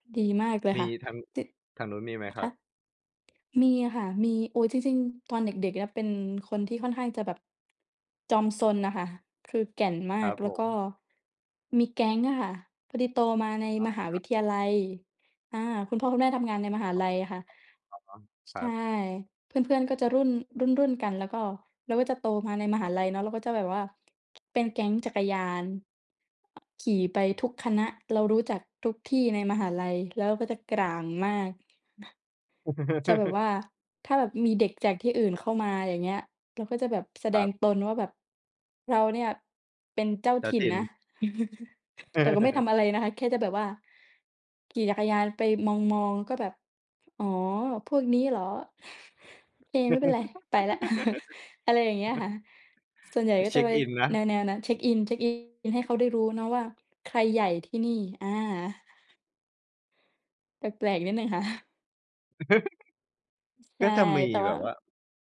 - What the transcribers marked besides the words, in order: other background noise; tapping; chuckle; laugh; chuckle; laugh; chuckle; laugh; chuckle; laughing while speaking: "ค่ะ"; laugh; other noise
- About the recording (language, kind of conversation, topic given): Thai, unstructured, เคยมีเหตุการณ์อะไรในวัยเด็กที่คุณอยากเล่าให้คนอื่นฟังไหม?